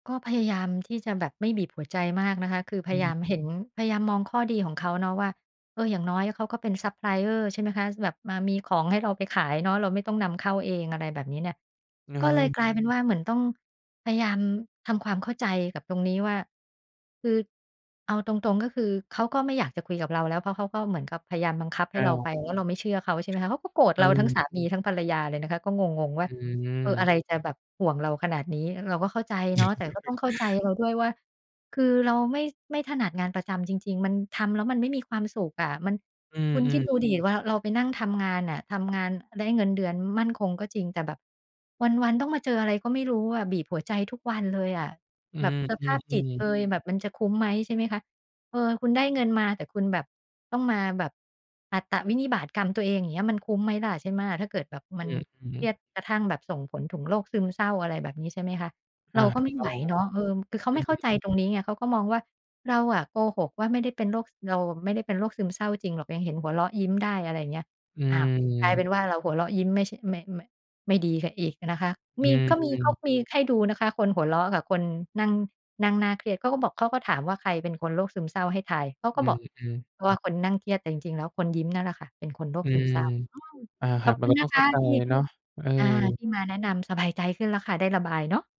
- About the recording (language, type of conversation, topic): Thai, advice, คุณรู้สึกอย่างไรเมื่อเพื่อนคาดหวังให้คุณประสบความสำเร็จตามแบบของพวกเขา?
- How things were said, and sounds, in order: other background noise; chuckle